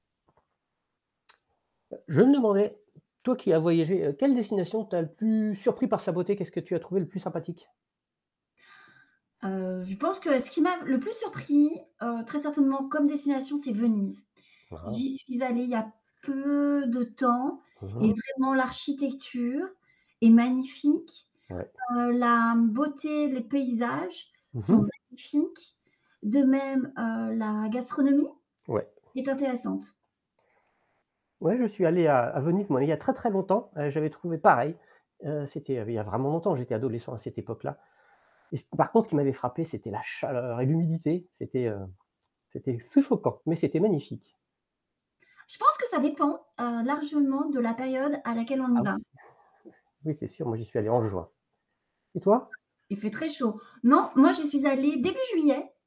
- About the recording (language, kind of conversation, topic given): French, unstructured, Quelle destination t’a le plus surpris par sa beauté ?
- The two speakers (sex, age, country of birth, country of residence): female, 45-49, France, France; male, 50-54, France, France
- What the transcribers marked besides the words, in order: tapping; stressed: "Venise"; distorted speech; static; stressed: "pareil"; stressed: "chaleur"; other background noise; stressed: "début juillet"